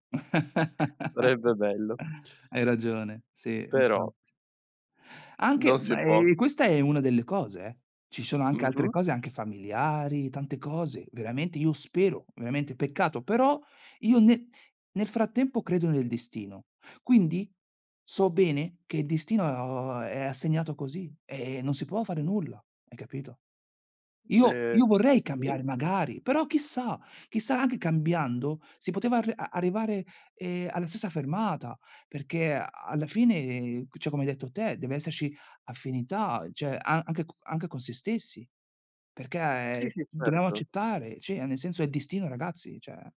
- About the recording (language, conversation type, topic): Italian, unstructured, Qual è un momento speciale che vorresti rivivere?
- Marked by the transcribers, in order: chuckle; drawn out: "o a"; other background noise; "cioè" said as "ceh"; "cioè" said as "ceh"; "cioè" said as "ceh"; "cioè" said as "ceh"